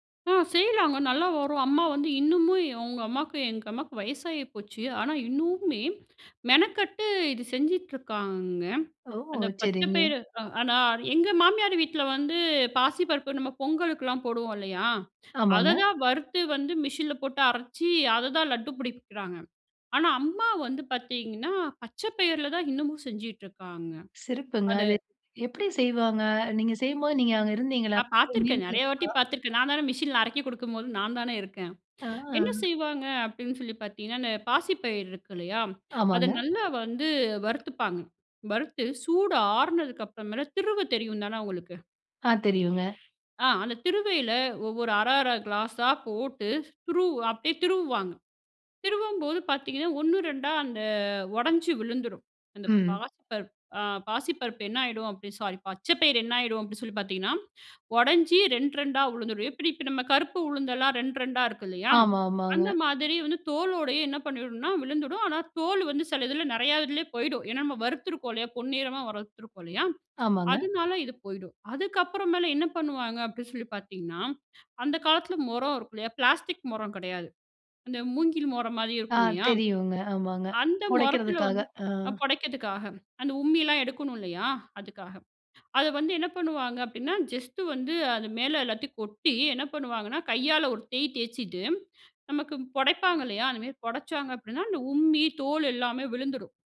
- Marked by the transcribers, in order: unintelligible speech; drawn out: "ஆ"
- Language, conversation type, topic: Tamil, podcast, சுவைகள் உங்கள் நினைவுகளோடு எப்படி இணைகின்றன?